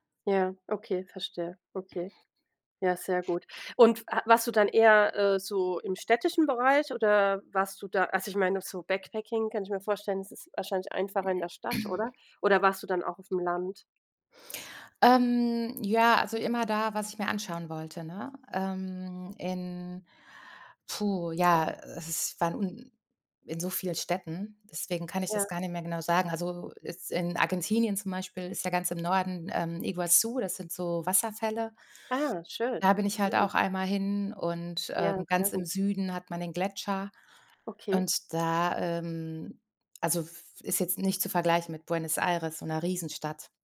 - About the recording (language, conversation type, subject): German, unstructured, Wie bist du auf Reisen mit unerwarteten Rückschlägen umgegangen?
- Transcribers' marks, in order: in English: "Backpacking"; throat clearing